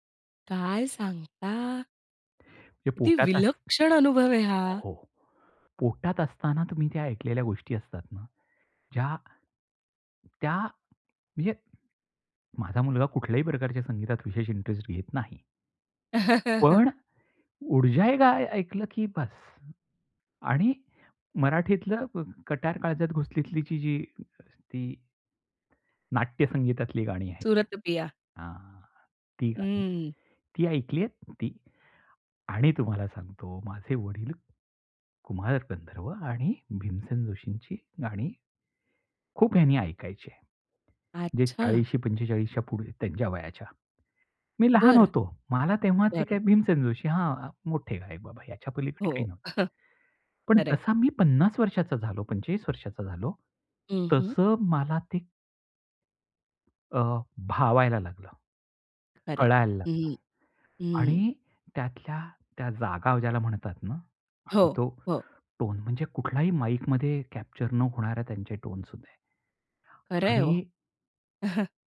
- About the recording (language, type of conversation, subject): Marathi, podcast, संगीताच्या लयींत हरवण्याचा तुमचा अनुभव कसा असतो?
- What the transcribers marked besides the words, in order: other noise; laugh; chuckle; in English: "कॅप्चर"; chuckle